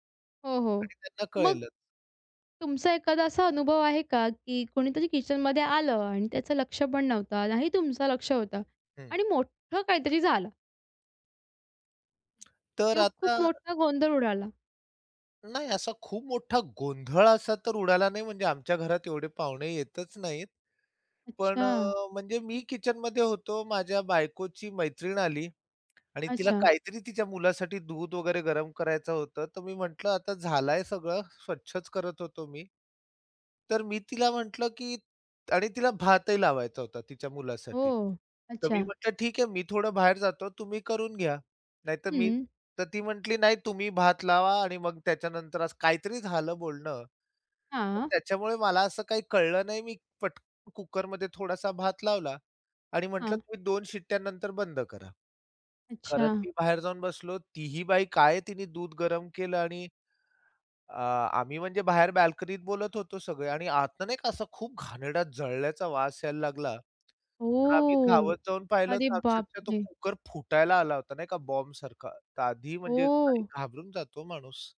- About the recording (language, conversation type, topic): Marathi, podcast, अन्नसाठा आणि स्वयंपाकघरातील जागा गोंधळमुक्त कशी ठेवता?
- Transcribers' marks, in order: lip smack; other background noise; tapping; surprised: "ओ! अरे बापरे!"